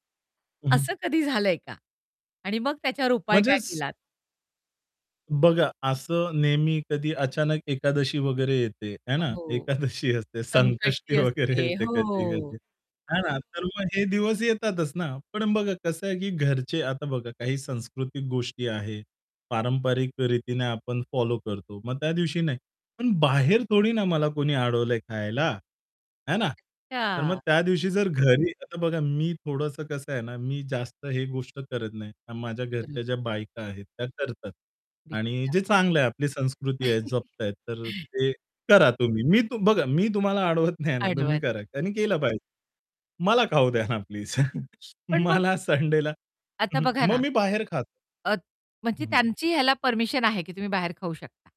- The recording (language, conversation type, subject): Marathi, podcast, एक आदर्श रविवार तुम्ही कसा घालवता?
- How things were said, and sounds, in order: static; distorted speech; laughing while speaking: "एकादशी असते, संकष्टी वगैरे येते, कधी-कधी, है ना"; drawn out: "हो"; tapping; laugh; laughing while speaking: "अडवत नाही आहे ना"; chuckle; laughing while speaking: "मला संडेला"